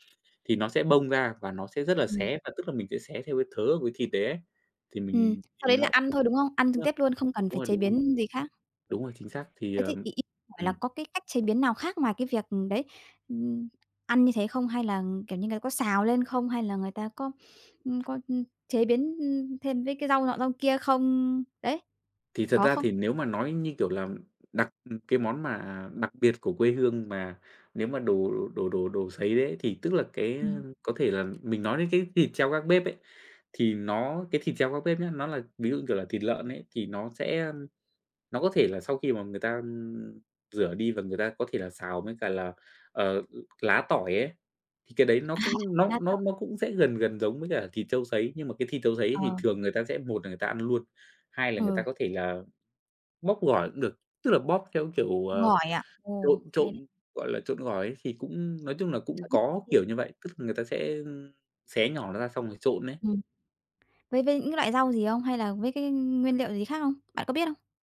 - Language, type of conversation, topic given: Vietnamese, podcast, Món ăn nhà ai gợi nhớ quê hương nhất đối với bạn?
- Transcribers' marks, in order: tapping; other background noise; unintelligible speech; laugh; unintelligible speech; unintelligible speech